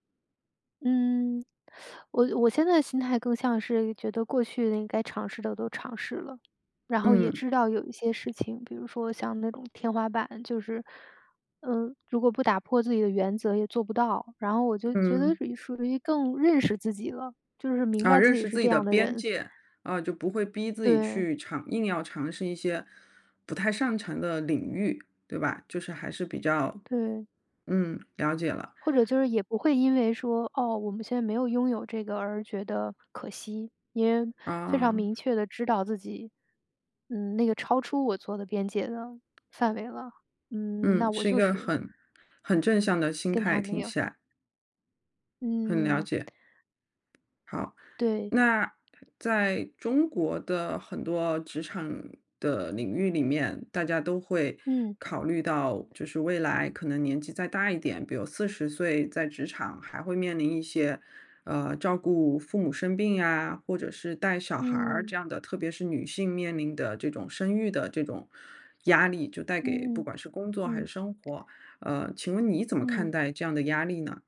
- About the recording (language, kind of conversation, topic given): Chinese, podcast, 你是如何在工作与生活之间找到平衡的？
- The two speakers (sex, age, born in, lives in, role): female, 35-39, China, United States, guest; female, 40-44, China, United States, host
- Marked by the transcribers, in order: teeth sucking; tapping; other background noise